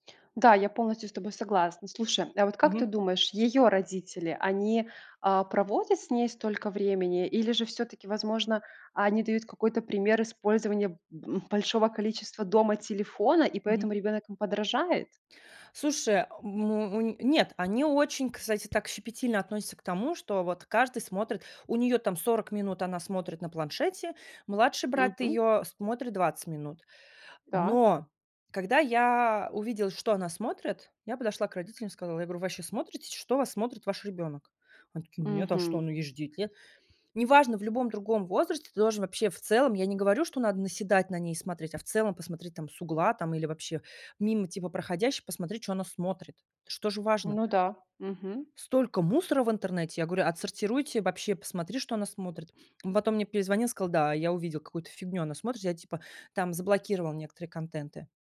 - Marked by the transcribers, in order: "Слушай" said as "сушай"; tapping
- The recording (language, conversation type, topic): Russian, podcast, Как вы регулируете экранное время у детей?